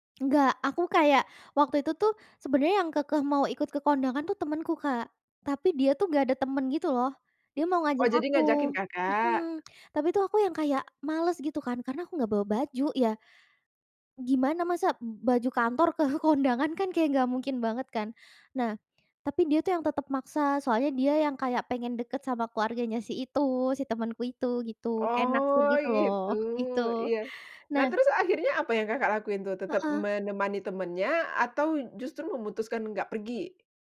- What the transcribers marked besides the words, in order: laughing while speaking: "ke kondangan"; laughing while speaking: "gitu"
- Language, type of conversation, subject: Indonesian, podcast, Bagaimana pakaian dapat mengubah suasana hatimu dalam keseharian?